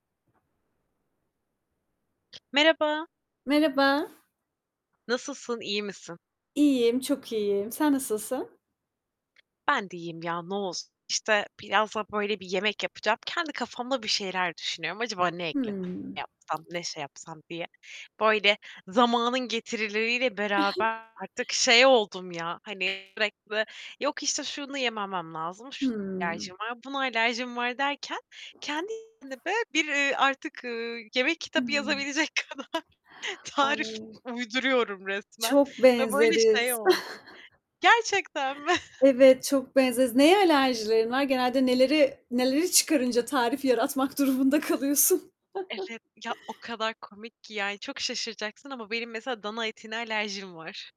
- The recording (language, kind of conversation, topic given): Turkish, unstructured, Hiç kendi tarifini yaratmayı denedin mi?
- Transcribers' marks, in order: other background noise; static; tapping; distorted speech; chuckle; unintelligible speech; unintelligible speech; laughing while speaking: "yazabilecek kadar tarif uyduruyorum resmen"; chuckle; chuckle